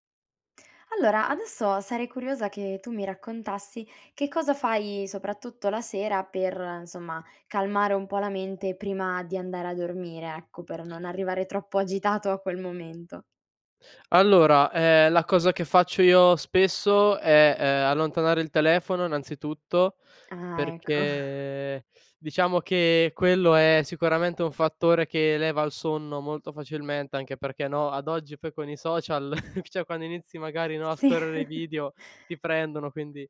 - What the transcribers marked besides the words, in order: "insomma" said as "nsomma"; chuckle; chuckle; "cioè" said as "ceh"; chuckle
- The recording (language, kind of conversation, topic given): Italian, podcast, Cosa fai per calmare la mente prima di dormire?